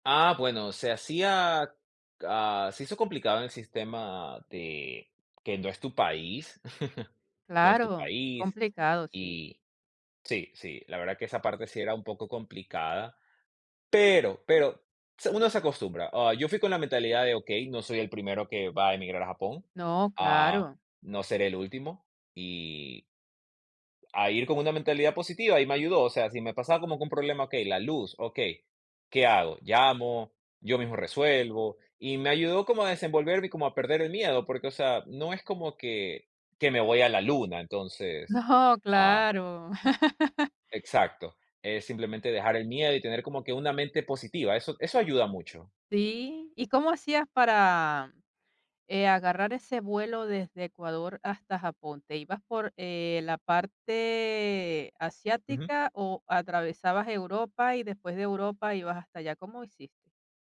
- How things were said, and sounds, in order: tapping; chuckle; other background noise; laughing while speaking: "No"; laugh
- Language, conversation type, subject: Spanish, podcast, ¿Te ha pasado que conociste a alguien justo cuando más lo necesitabas?
- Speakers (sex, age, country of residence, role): female, 50-54, Italy, host; male, 25-29, United States, guest